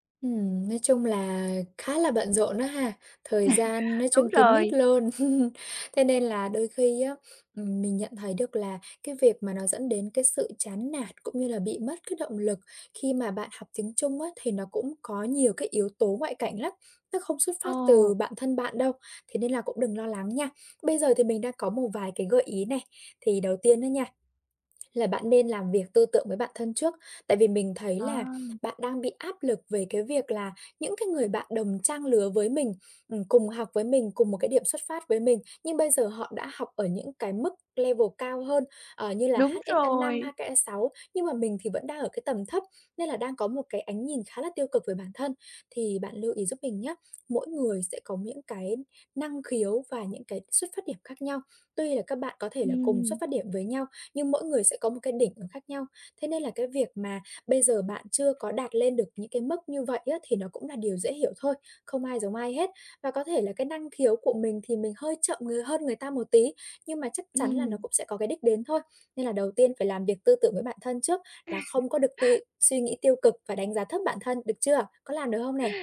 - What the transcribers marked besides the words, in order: other background noise; tapping; chuckle; in English: "level"; chuckle
- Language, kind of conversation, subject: Vietnamese, advice, Làm sao để kiên trì hoàn thành công việc dù đã mất hứng?